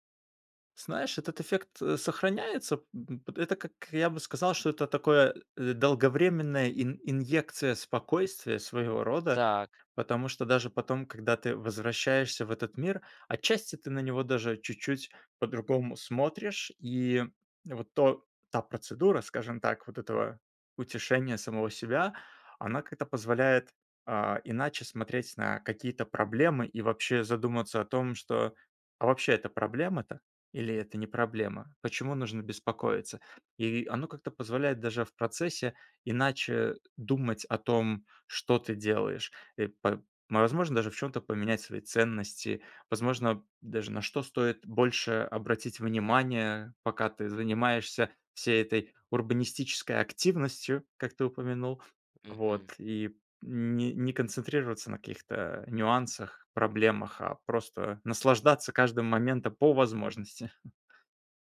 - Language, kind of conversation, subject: Russian, podcast, Как природа влияет на твоё настроение?
- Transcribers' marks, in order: tapping; chuckle